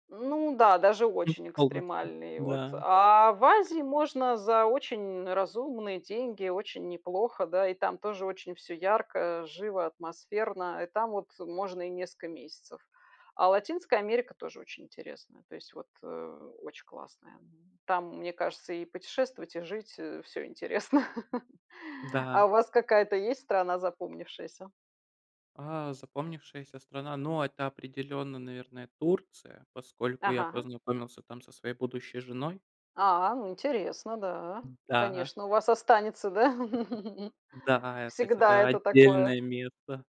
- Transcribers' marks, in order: chuckle; giggle
- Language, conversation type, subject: Russian, unstructured, Что тебе больше всего нравится в твоём увлечении?